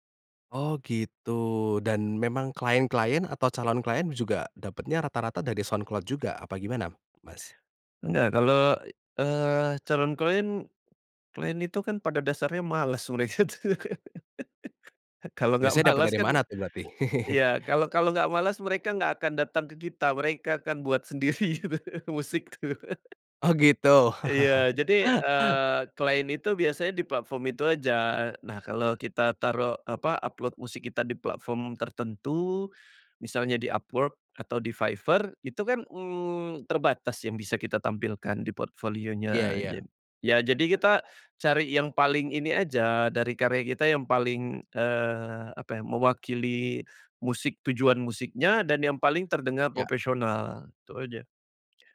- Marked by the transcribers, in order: tapping; laughing while speaking: "tuh"; laugh; chuckle; laughing while speaking: "sendiri gitu, musik, tuh"; laugh; chuckle
- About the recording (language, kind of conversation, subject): Indonesian, podcast, Bagaimana kamu memilih platform untuk membagikan karya?